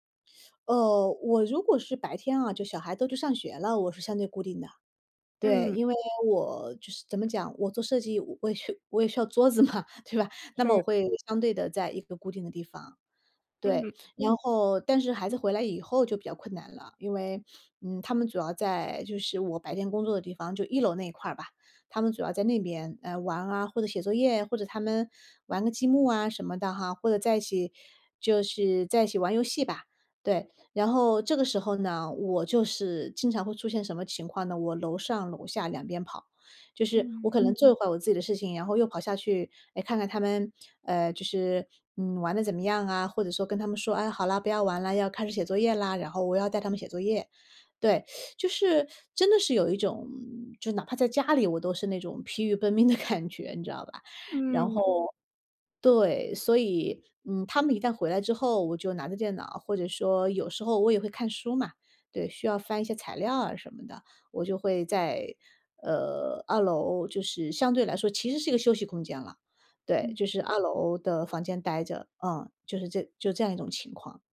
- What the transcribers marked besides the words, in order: teeth sucking; laughing while speaking: "需"; laughing while speaking: "嘛，对吧？"; teeth sucking; laughing while speaking: "的感觉"
- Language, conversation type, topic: Chinese, advice, 为什么我在家里很难放松休息？
- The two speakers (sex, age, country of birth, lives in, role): female, 30-34, China, United States, advisor; female, 40-44, China, United States, user